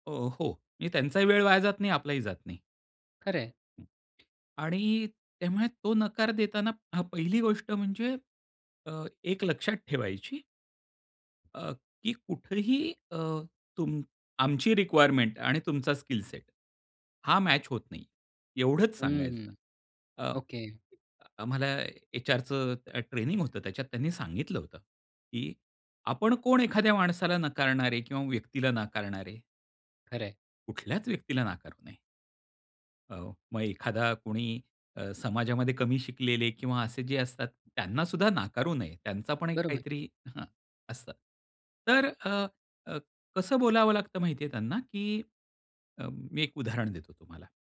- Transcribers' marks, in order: other background noise; tapping; chuckle
- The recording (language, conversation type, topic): Marathi, podcast, नकार देताना तुम्ही कसे बोलता?